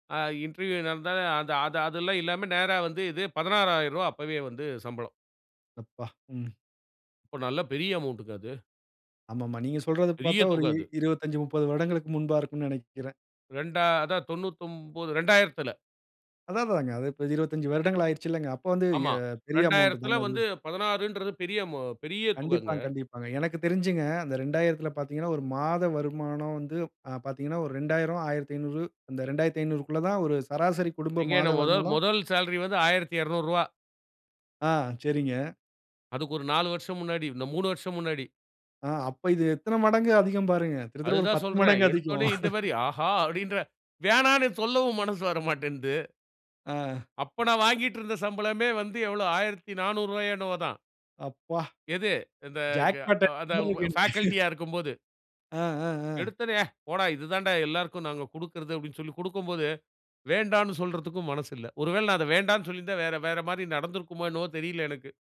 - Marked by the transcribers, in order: other background noise; in English: "இன்டர்வியூ"; in English: "அமௌண்ட்டுங்க"; in English: "அமௌண்ட்டு"; in English: "சேலரி"; unintelligible speech; chuckle; in English: "பேகல்டியா"; chuckle
- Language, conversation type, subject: Tamil, podcast, வழிகாட்டியுடன் திறந்த உரையாடலை எப்படித் தொடங்குவது?